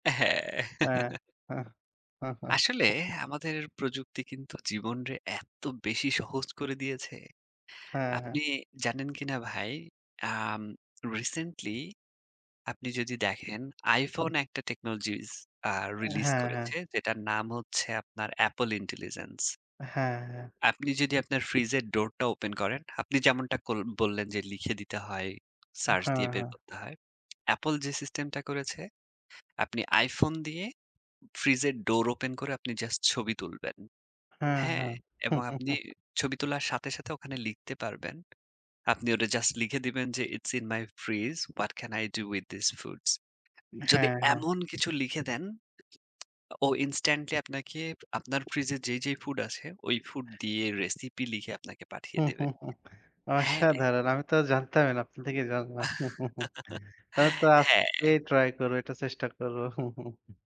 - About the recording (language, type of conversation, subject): Bengali, unstructured, আপনার কি মনে হয় প্রযুক্তি আমাদের জীবনকে সহজ করেছে?
- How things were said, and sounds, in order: chuckle; laugh; lip smack; tapping; chuckle; in English: "It's in my fridge. What can I do with this foods?"; chuckle; "আপনার" said as "আপনা"; laugh; chuckle; chuckle